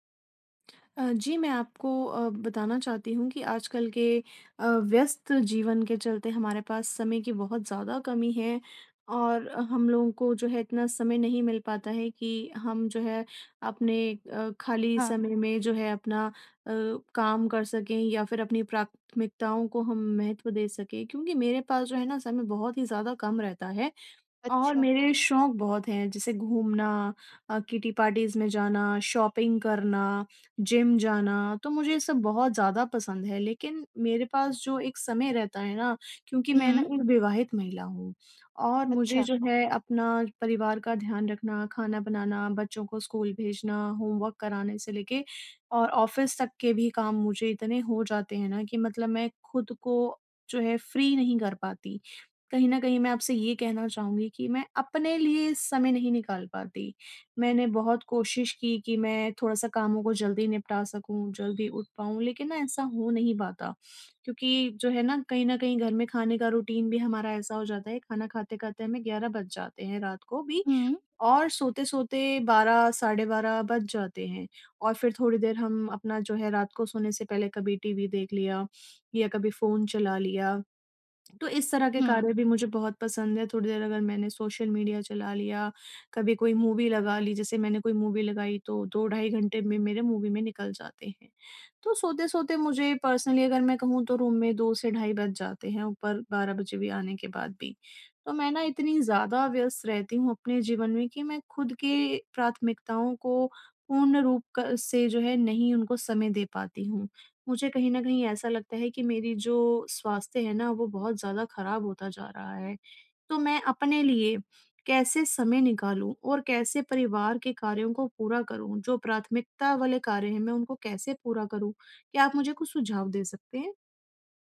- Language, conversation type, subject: Hindi, advice, समय की कमी होने पर मैं अपने शौक कैसे जारी रख सकता/सकती हूँ?
- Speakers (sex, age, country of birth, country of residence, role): female, 25-29, India, India, advisor; female, 30-34, India, India, user
- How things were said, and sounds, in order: in English: "किटी पार्टीज़"; horn; in English: "शॉपिंग"; in English: "होमवर्क"; in English: "ऑफिस"; in English: "फ्री"; in English: "रूटीन"; in English: "मूवी"; in English: "मूवी"; in English: "मूवी"; in English: "पर्सनली"; in English: "रूम"